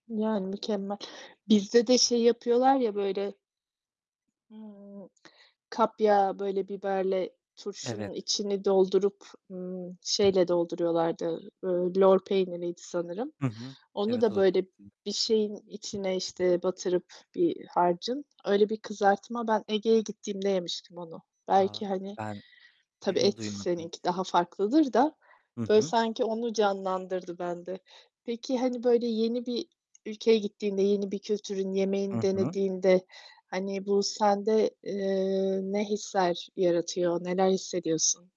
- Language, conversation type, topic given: Turkish, unstructured, Farklı kültürlerin yemeklerini denemeyi sever misin?
- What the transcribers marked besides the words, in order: static; other background noise; unintelligible speech; throat clearing; distorted speech